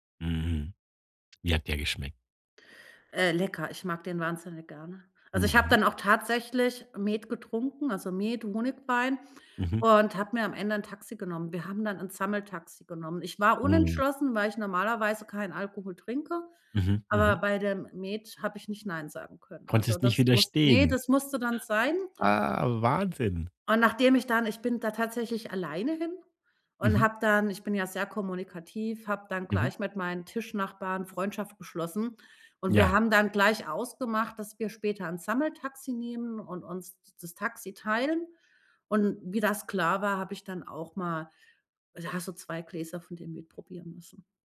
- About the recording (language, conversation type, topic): German, podcast, Was war dein liebstes Festessen, und warum war es so besonders?
- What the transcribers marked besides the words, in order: none